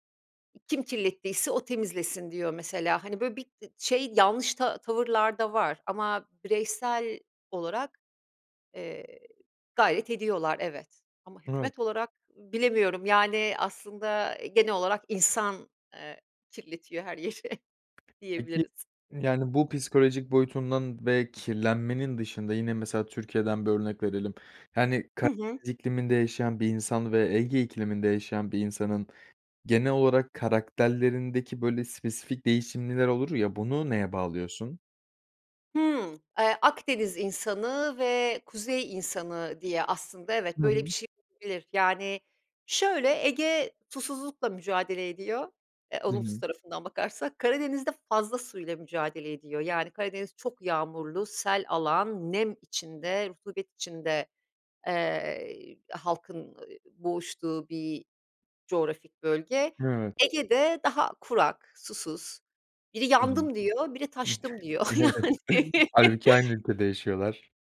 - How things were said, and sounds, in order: unintelligible speech; laughing while speaking: "yeri"; tapping; unintelligible speech; chuckle; laughing while speaking: "Evet"; laughing while speaking: "yani"; laugh
- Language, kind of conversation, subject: Turkish, podcast, İklim değişikliğinin günlük hayatımıza etkilerini nasıl görüyorsun?